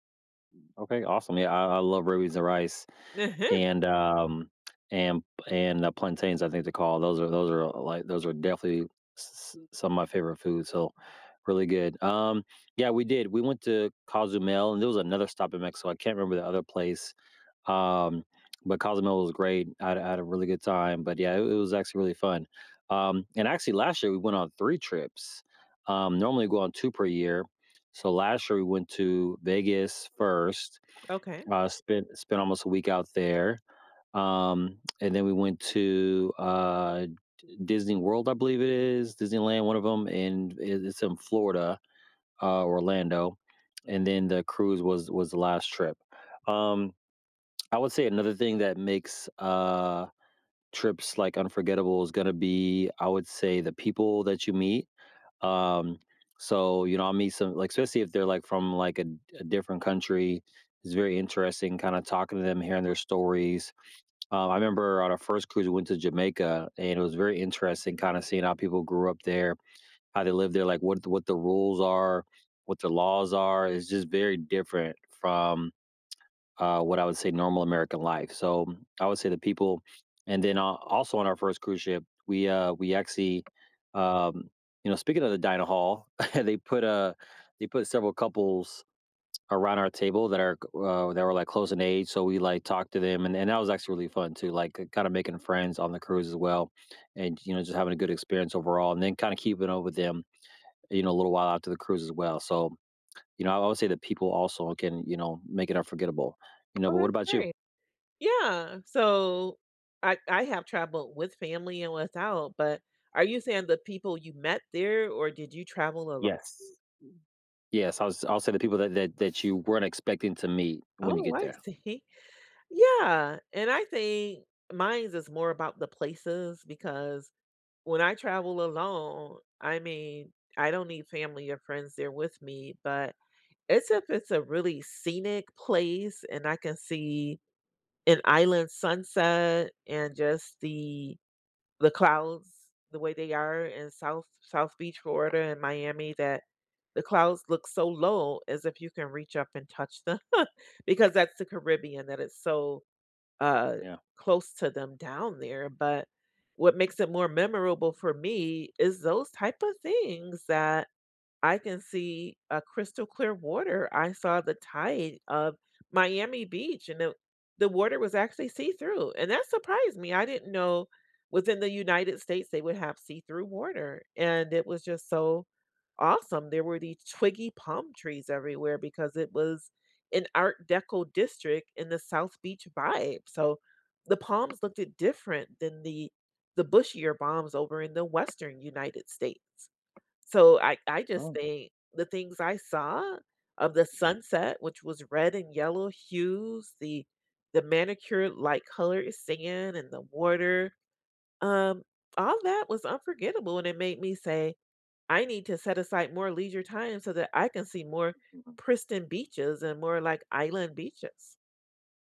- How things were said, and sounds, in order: chuckle; tapping; chuckle; background speech; laughing while speaking: "see"; other background noise; laughing while speaking: "them"; "pristine" said as "pristin"; unintelligible speech
- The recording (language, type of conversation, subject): English, unstructured, What makes a trip unforgettable for you?